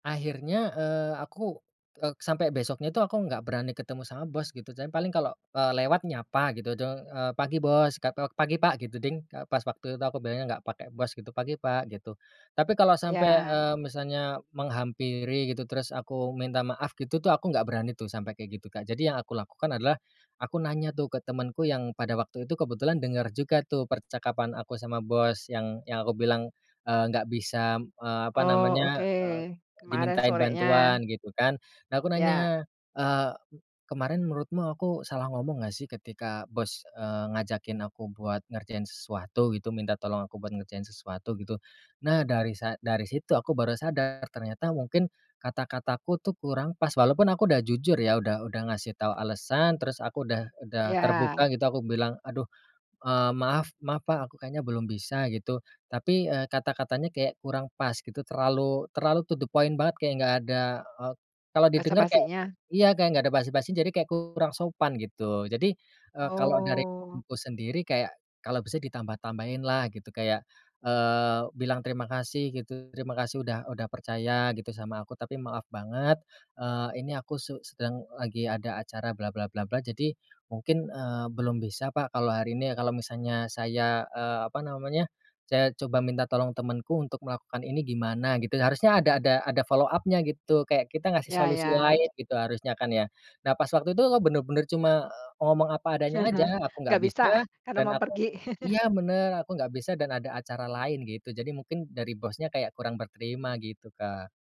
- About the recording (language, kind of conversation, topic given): Indonesian, podcast, Pernah nggak kamu harus bilang “nggak” demi menjaga keseimbangan kerja dan hidup?
- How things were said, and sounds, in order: in English: "to the point"; "basa-basi" said as "basi-basi"; in English: "follow up-nya"; chuckle; chuckle